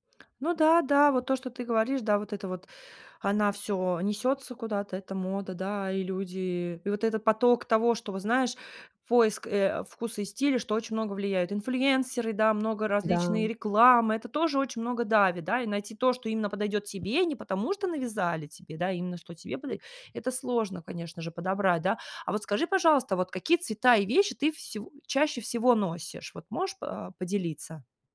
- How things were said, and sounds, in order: other background noise; tapping
- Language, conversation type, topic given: Russian, advice, Как мне найти свой личный стиль и вкус?